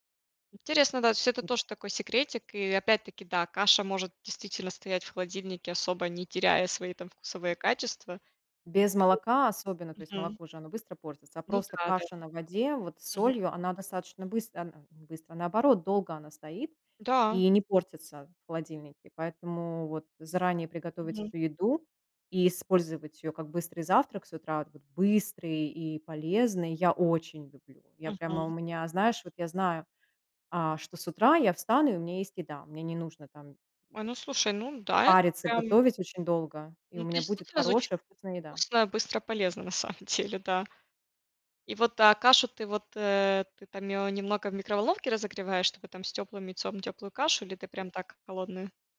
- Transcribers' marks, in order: other background noise; unintelligible speech
- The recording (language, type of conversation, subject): Russian, podcast, Есть ли у тебя любимый быстрый завтрак в будни?